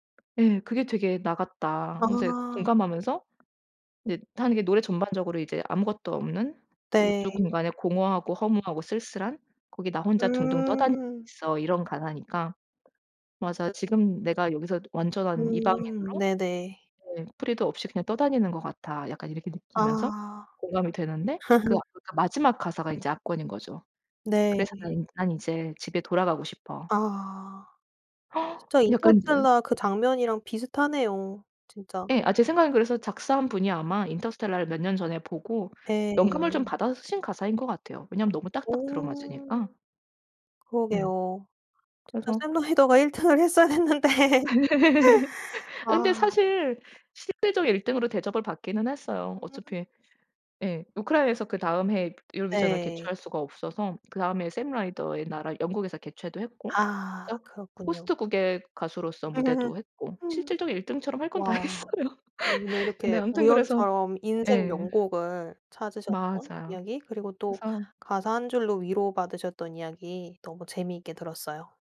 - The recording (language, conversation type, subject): Korean, podcast, 가사 한 줄로 위로받은 적 있나요?
- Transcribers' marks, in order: tapping; other background noise; laugh; gasp; laughing while speaking: "샘 라이더가 일 등을 했어야 했는데"; laugh; laugh; laughing while speaking: "했어요"; laugh